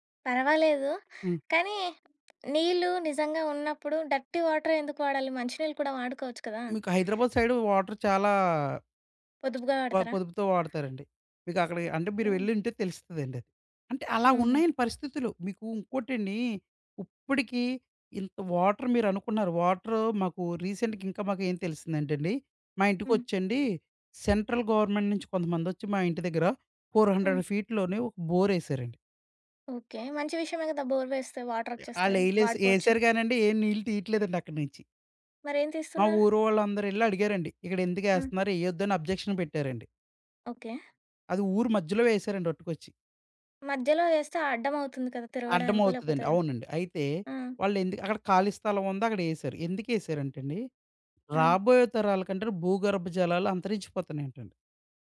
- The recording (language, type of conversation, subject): Telugu, podcast, ఇంట్లో నీటిని ఆదా చేయడానికి మనం చేయగల పనులు ఏమేమి?
- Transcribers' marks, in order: tapping; in English: "డర్టీ"; in English: "సైడ్ వాటర్"; other background noise; "ఇప్పడికీ" said as "ఉప్పుడికీ"; in English: "వాటర్"; in English: "వాటర్"; in English: "రీసెంట్‌గా"; in English: "సెంట్రల్ గవర్నమెంట్"; in English: "ఫోర్ హండ్రెడ్ ఫీట్"; in English: "బోర్"; in English: "అబ్జెక్షన్"